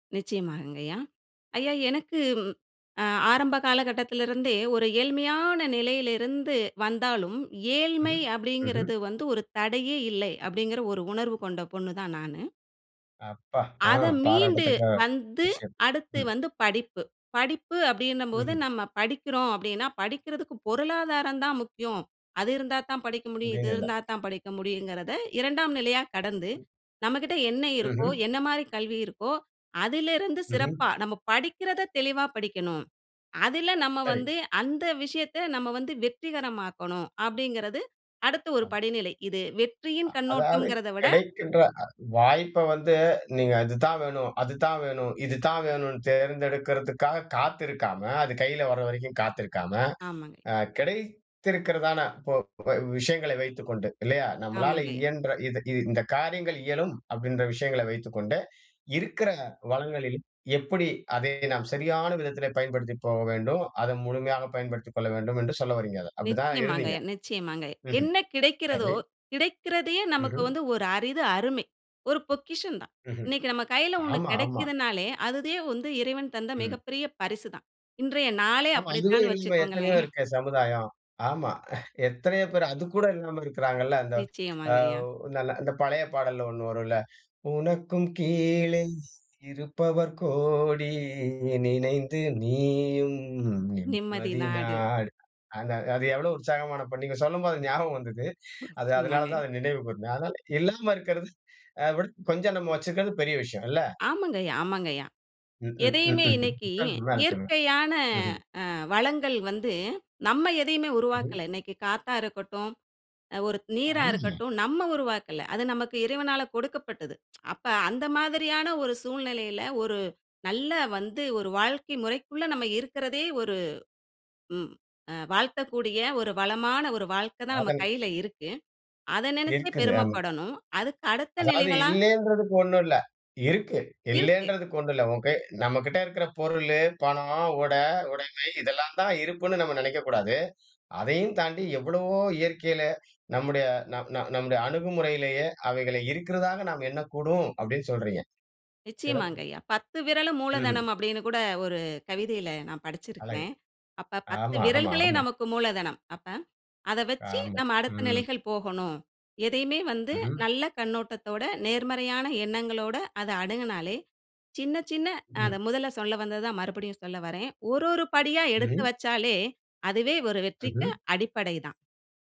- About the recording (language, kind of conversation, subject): Tamil, podcast, சிறு வெற்றிகளை கொண்டாடுவது உங்களுக்கு எப்படி உதவுகிறது?
- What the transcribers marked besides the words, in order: other noise; laughing while speaking: "வச்சுக்கோங்களேன்"; chuckle; singing: "உனக்கும் கீழே இருப்பவர் கோடி. நினைந்து நீயும் நிம்மதி நாடு"; tsk; other background noise